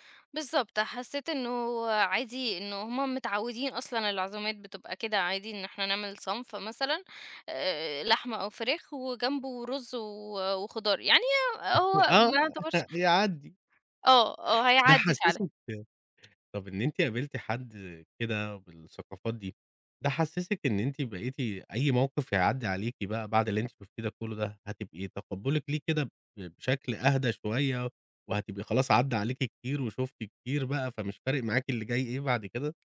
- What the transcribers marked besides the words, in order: laughing while speaking: "آه يعدي"
- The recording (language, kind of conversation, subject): Arabic, podcast, إيه كانت أول تجربة ليك مع ثقافة جديدة؟